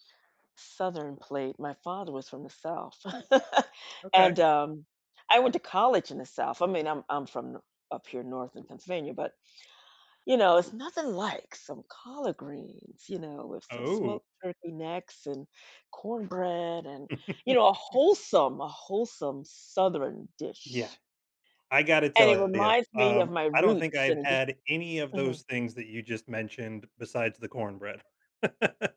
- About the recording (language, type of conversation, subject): English, unstructured, How can I choose meals that make me feel happiest?
- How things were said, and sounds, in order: laugh; drawn out: "Oh"; laugh; laugh